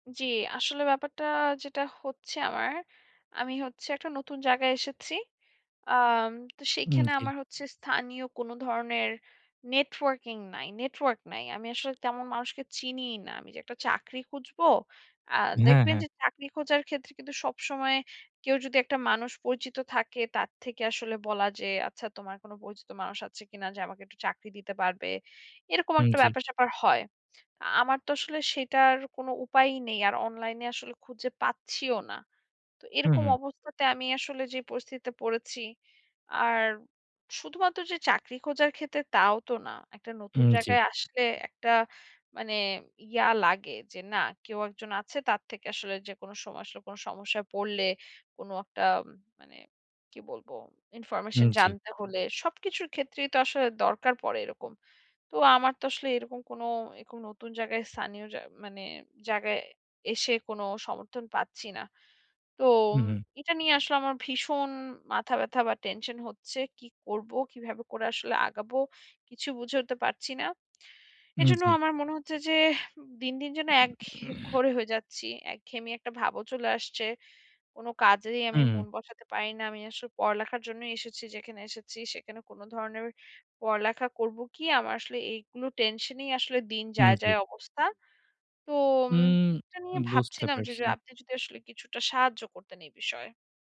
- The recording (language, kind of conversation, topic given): Bengali, advice, নতুন জায়গায় কীভাবে স্থানীয় সহায়তা-সমর্থনের নেটওয়ার্ক গড়ে তুলতে পারি?
- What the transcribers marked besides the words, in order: tapping; other background noise; "এরকম" said as "একোম"; throat clearing